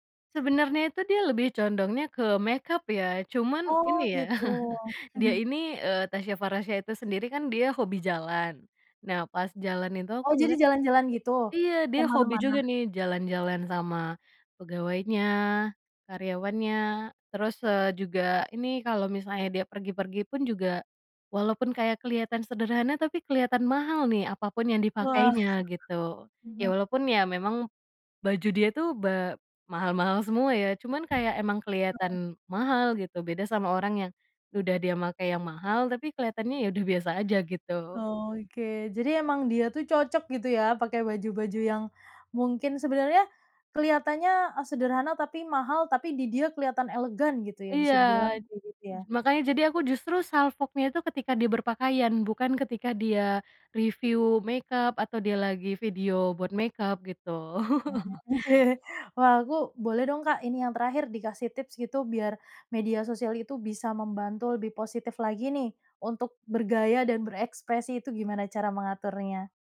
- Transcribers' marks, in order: chuckle; other background noise; chuckle; laughing while speaking: "oke"
- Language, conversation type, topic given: Indonesian, podcast, Gimana peran media sosial dalam gaya dan ekspresimu?